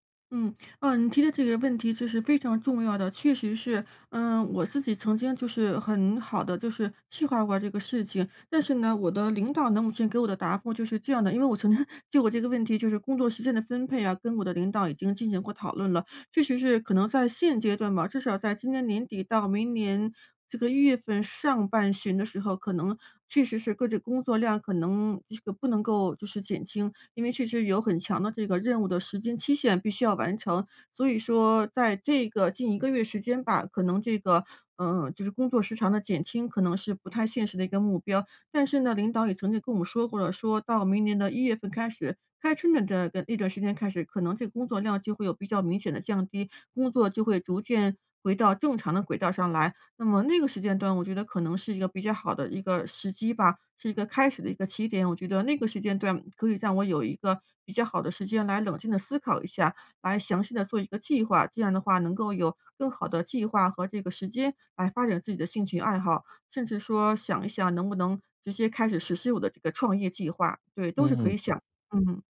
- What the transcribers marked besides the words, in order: laughing while speaking: "曾经"
- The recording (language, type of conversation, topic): Chinese, advice, 如何在时间不够的情况下坚持自己的爱好？